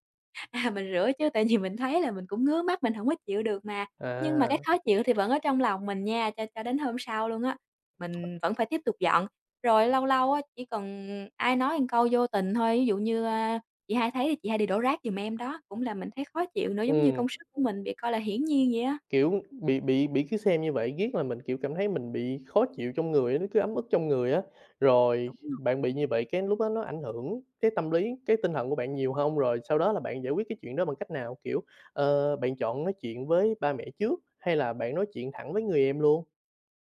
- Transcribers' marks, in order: laughing while speaking: "À"; laughing while speaking: "vì"; other background noise; tapping; "một" said as "ờn"
- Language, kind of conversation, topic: Vietnamese, podcast, Làm sao bạn phân chia trách nhiệm làm việc nhà với người thân?